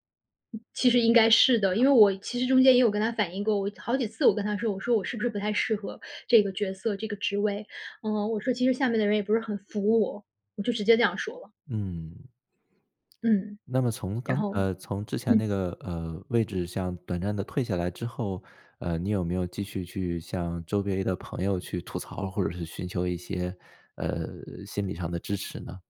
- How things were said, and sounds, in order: tapping; other background noise; "位置上" said as "位置向"
- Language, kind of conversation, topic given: Chinese, podcast, 受伤后你如何处理心理上的挫败感？